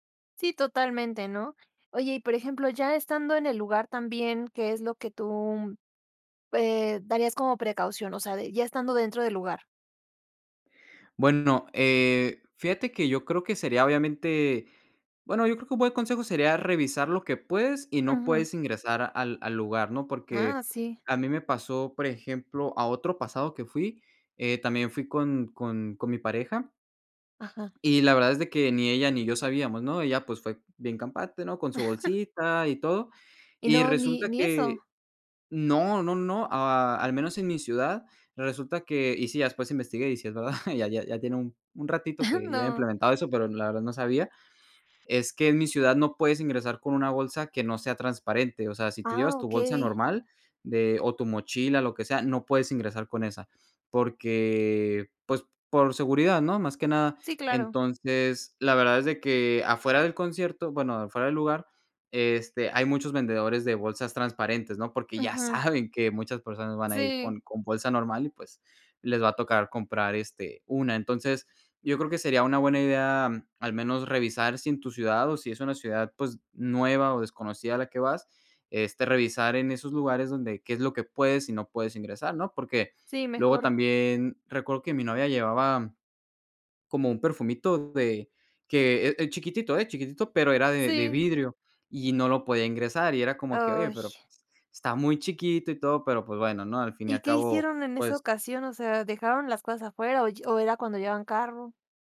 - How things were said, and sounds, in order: chuckle; laughing while speaking: "verdad"; chuckle; other background noise
- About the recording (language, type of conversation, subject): Spanish, podcast, ¿Qué consejo le darías a alguien que va a su primer concierto?